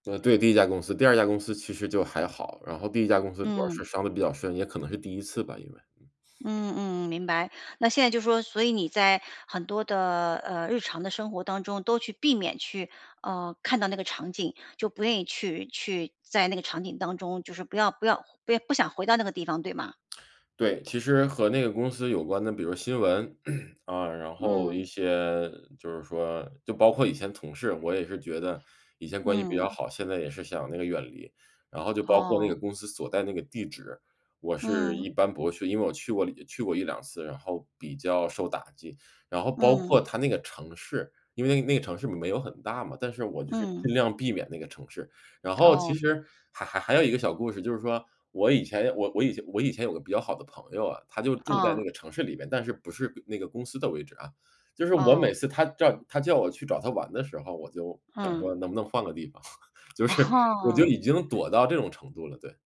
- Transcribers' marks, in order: throat clearing; chuckle; laughing while speaking: "就是"; laughing while speaking: "啊"
- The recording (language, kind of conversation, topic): Chinese, advice, 回到熟悉的场景时我总会被触发进入不良模式，该怎么办？